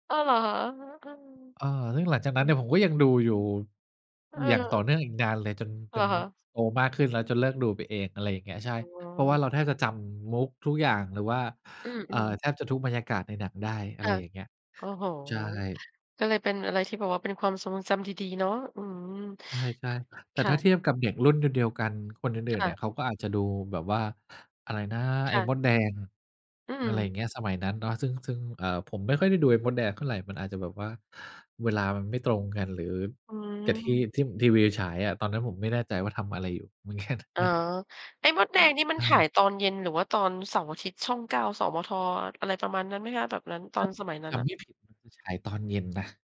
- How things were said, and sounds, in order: "ซึ่ง" said as "ลึ่ง"; laughing while speaking: "มันแค่"; "ฉาย" said as "ถาย"
- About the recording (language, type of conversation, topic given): Thai, podcast, หนังเรื่องไหนทำให้คุณคิดถึงความทรงจำเก่าๆ บ้าง?